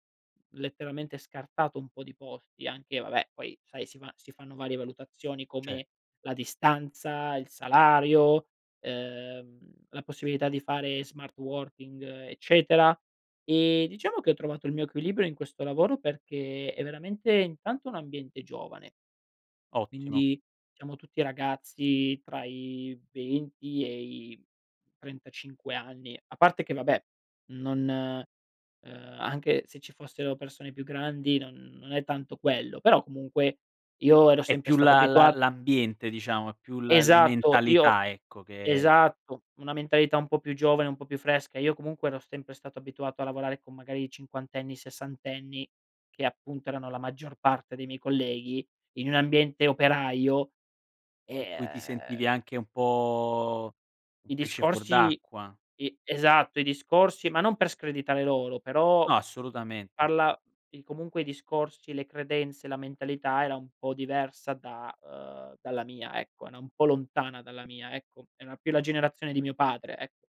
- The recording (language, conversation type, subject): Italian, podcast, Come il tuo lavoro riflette i tuoi valori personali?
- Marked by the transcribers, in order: none